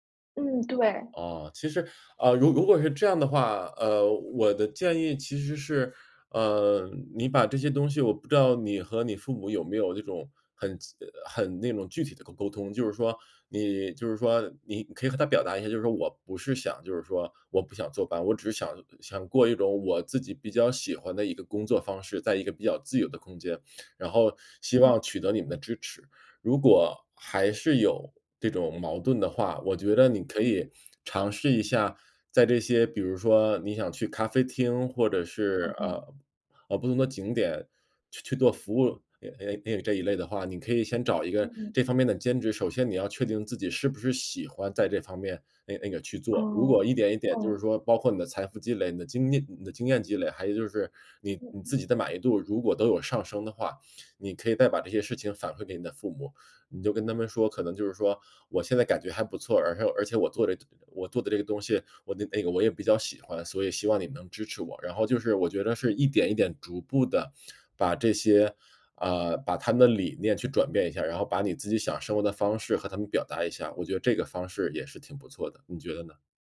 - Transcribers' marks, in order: none
- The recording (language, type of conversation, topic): Chinese, advice, 长期计划被意外打乱后该如何重新调整？